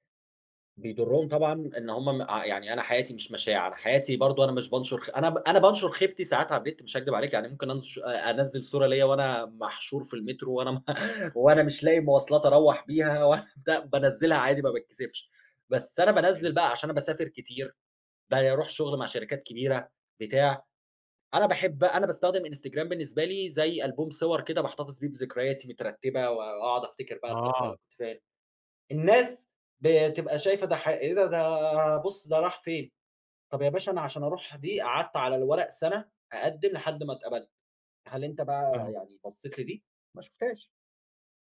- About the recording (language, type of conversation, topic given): Arabic, podcast, إيه أسهل طريقة تبطّل تقارن نفسك بالناس؟
- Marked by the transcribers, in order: other background noise; chuckle; laughing while speaking: "و"; unintelligible speech